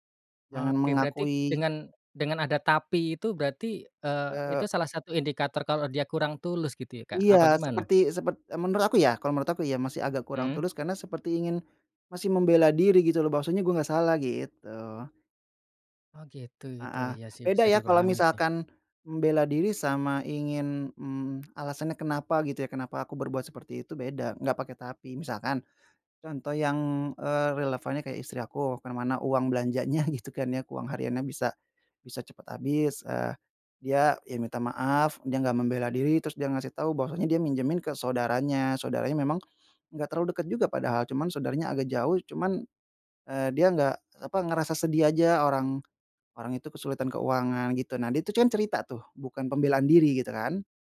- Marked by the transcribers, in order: laughing while speaking: "belanjanya, gitu kan"; tapping
- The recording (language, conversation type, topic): Indonesian, podcast, Bentuk permintaan maaf seperti apa yang menurutmu terasa tulus?